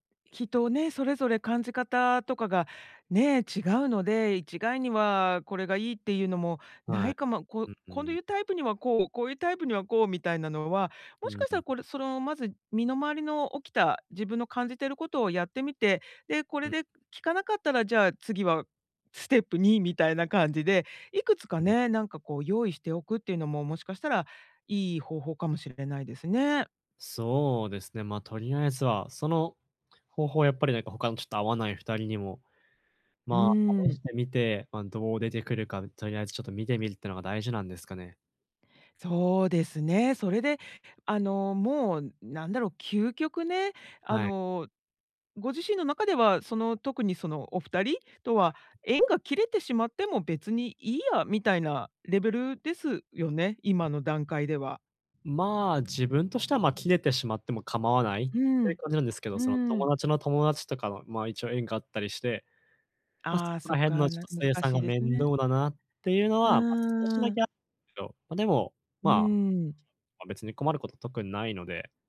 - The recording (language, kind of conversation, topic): Japanese, advice, 優しく、はっきり断るにはどうすればいいですか？
- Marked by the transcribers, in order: other background noise